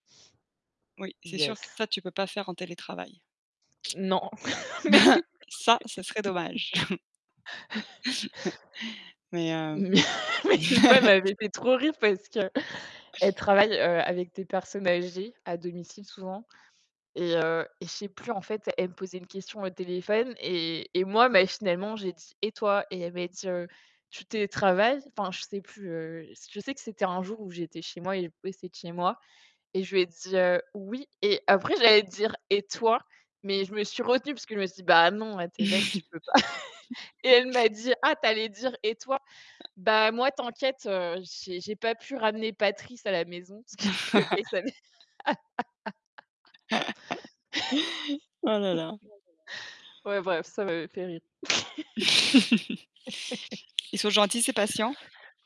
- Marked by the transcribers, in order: laugh; chuckle; laugh; laughing while speaking: "Mais une fois elle m'avait fait trop rire parce que"; chuckle; tapping; laugh; other background noise; chuckle; laugh; chuckle; chuckle; laugh; background speech; chuckle; laugh
- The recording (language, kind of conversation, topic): French, unstructured, Comment négocies-tu quand tu veux vraiment obtenir ce que tu veux ?